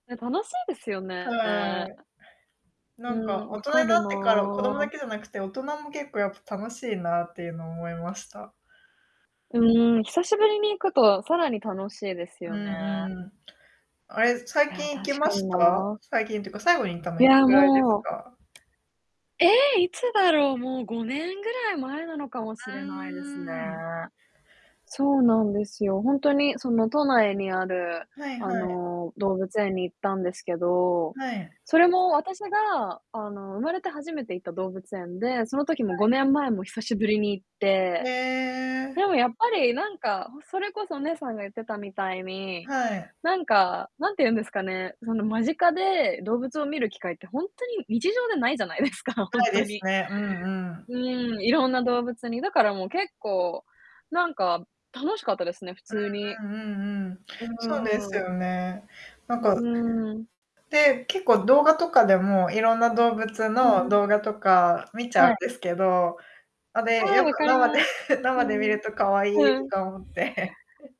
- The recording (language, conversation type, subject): Japanese, unstructured, 動物園の動物は幸せだと思いますか？
- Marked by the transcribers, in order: distorted speech; tapping; static; laughing while speaking: "ないじゃないですか、ほんとに"; laughing while speaking: "生で"; laughing while speaking: "思って"; chuckle